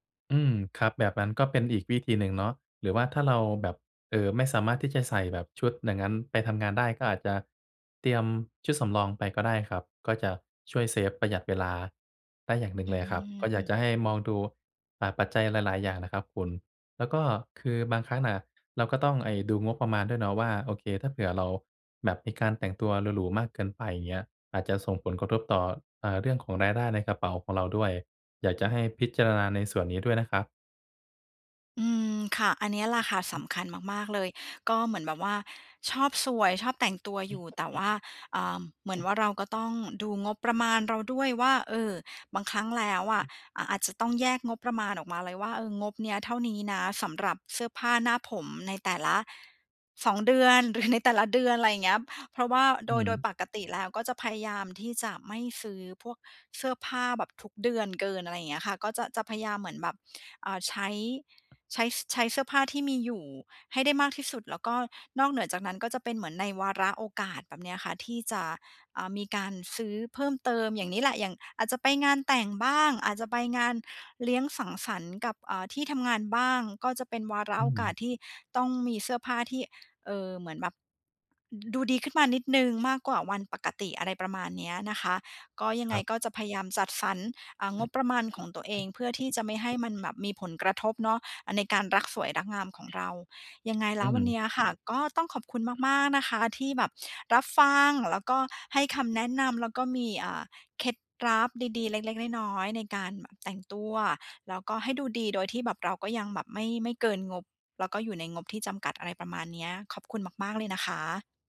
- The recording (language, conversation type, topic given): Thai, advice, จะแต่งกายให้ดูดีด้วยงบจำกัดควรเริ่มอย่างไร?
- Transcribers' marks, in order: other background noise; tapping; laughing while speaking: "หรือ"